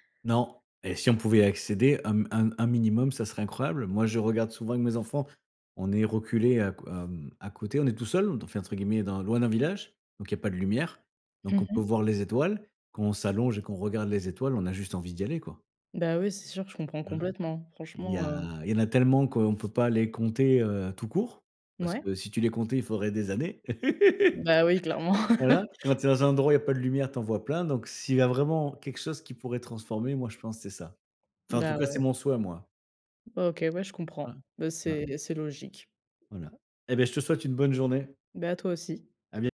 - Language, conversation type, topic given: French, unstructured, Quelle invention scientifique aurait changé ta vie ?
- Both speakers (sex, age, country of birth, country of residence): female, 20-24, France, France; male, 45-49, France, France
- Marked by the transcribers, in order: laugh; laugh; tapping